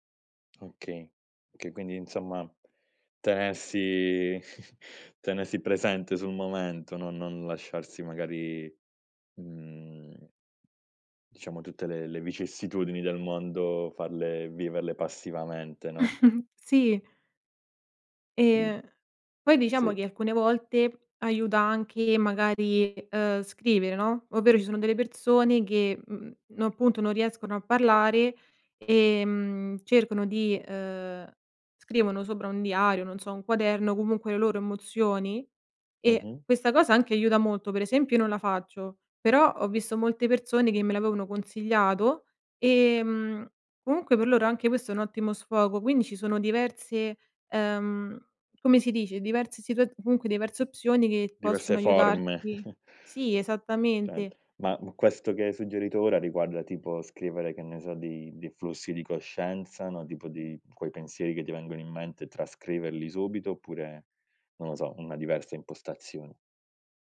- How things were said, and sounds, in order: chuckle; other background noise; "vicissitudini" said as "vicessitudini"; chuckle; unintelligible speech; tapping; chuckle; unintelligible speech
- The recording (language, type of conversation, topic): Italian, podcast, Cosa ti ha insegnato l’esperienza di affrontare una perdita importante?